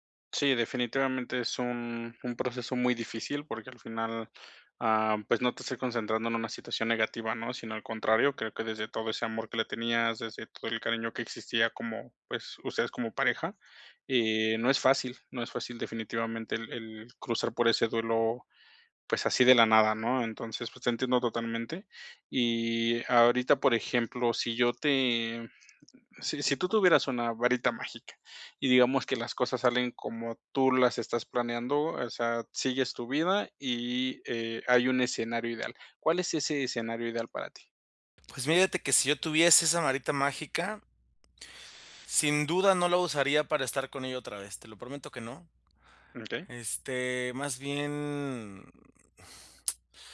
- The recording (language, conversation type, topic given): Spanish, advice, ¿Cómo puedo sobrellevar las despedidas y los cambios importantes?
- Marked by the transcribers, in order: other background noise; tapping